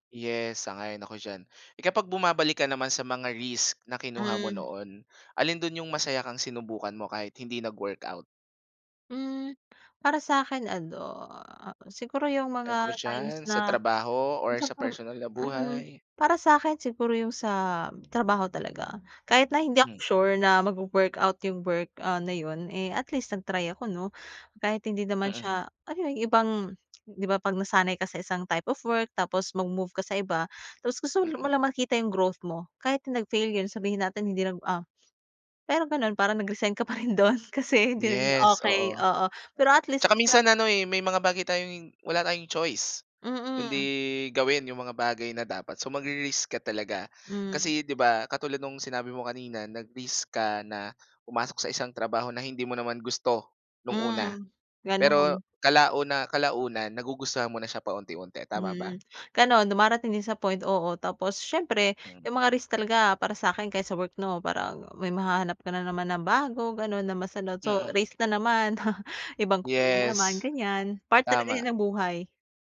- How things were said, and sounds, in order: gasp; gasp; gasp; drawn out: "ano"; unintelligible speech; gasp; gasp; in English: "type of work"; gasp; sniff; laughing while speaking: "pa rin do'n"; gasp; gasp; gasp; gasp; laugh
- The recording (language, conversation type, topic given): Filipino, podcast, Paano mo hinaharap ang takot sa pagkuha ng panganib para sa paglago?